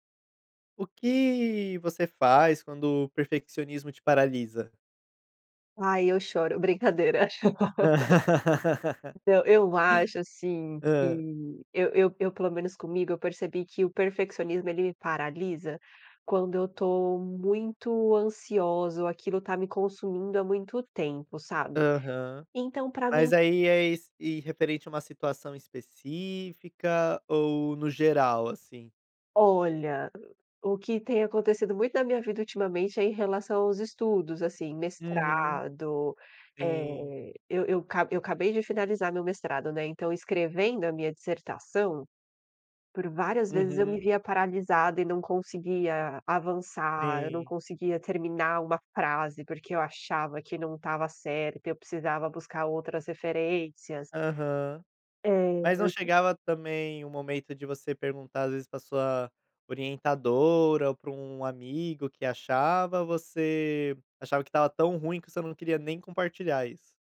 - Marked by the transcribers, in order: laugh; "cabei" said as "acabei"
- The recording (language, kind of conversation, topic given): Portuguese, podcast, O que você faz quando o perfeccionismo te paralisa?